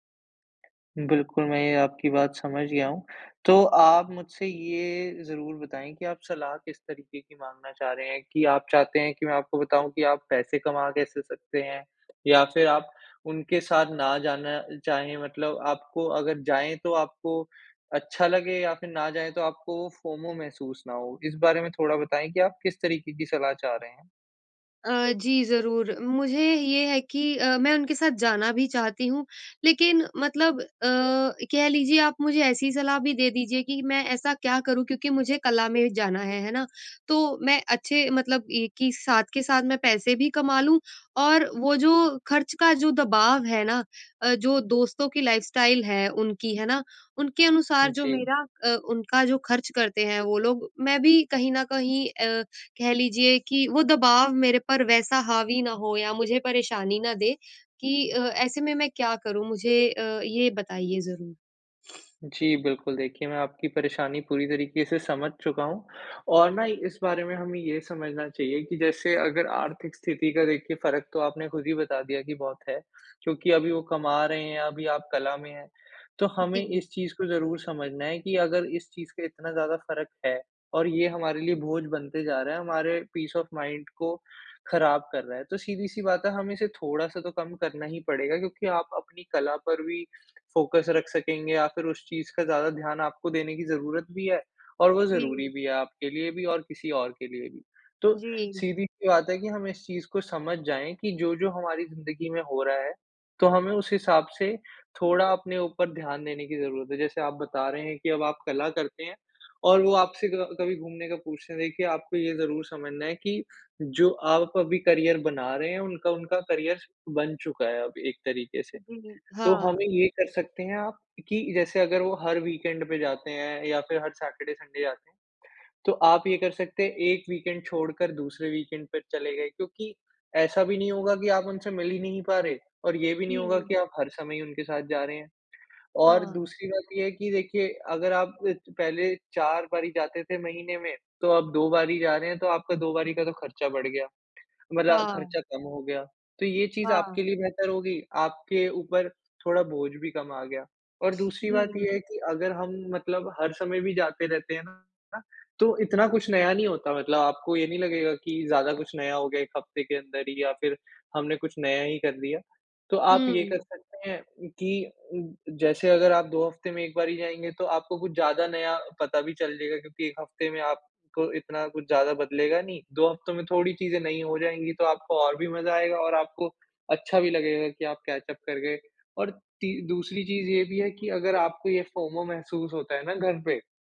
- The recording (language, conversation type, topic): Hindi, advice, क्या आप अपने दोस्तों की जीवनशैली के मुताबिक खर्च करने का दबाव महसूस करते हैं?
- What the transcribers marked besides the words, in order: tapping; in English: "फोमो"; in English: "लाइफ़स्टाइल"; other background noise; in English: "पीस ऑफ़ माइंड"; in English: "फ़ोकस"; in English: "करियर"; in English: "करियर"; in English: "वीकेंड"; in English: "सैटरडे-संडे"; in English: "वीकेंड"; in English: "वीकेंड"; in English: "कैच-अप"; in English: "फोमो"